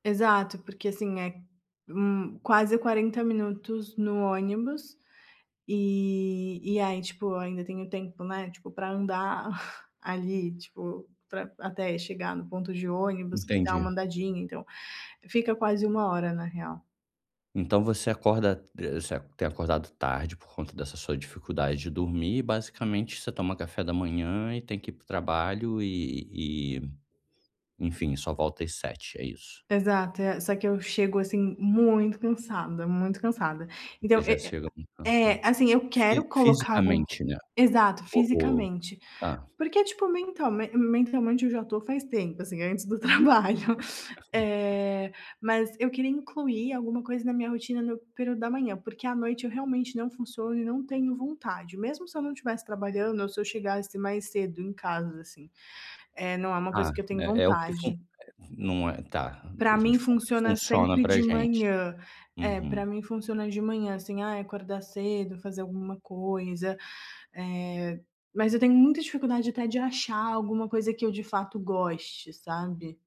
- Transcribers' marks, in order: chuckle; laughing while speaking: "do trabalho"; laugh; other background noise
- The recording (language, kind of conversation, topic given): Portuguese, advice, Como posso encontrar tempo para desenvolver um novo passatempo?